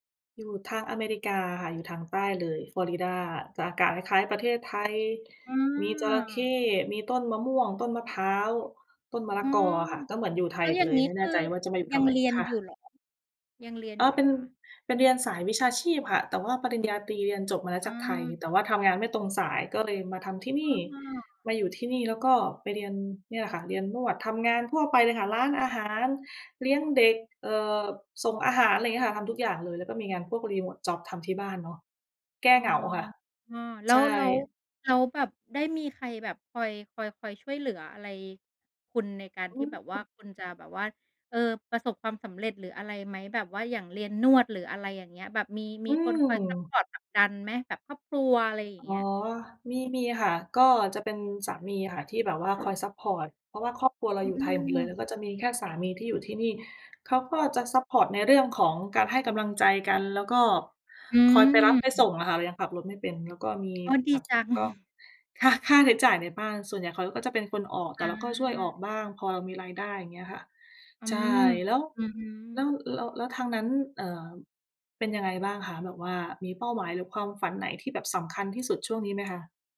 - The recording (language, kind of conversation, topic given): Thai, unstructured, คุณอยากทำอะไรให้สำเร็จภายในอีกห้าปีข้างหน้า?
- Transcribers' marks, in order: tapping; other background noise; in English: "remote job"; laughing while speaking: "ค"; chuckle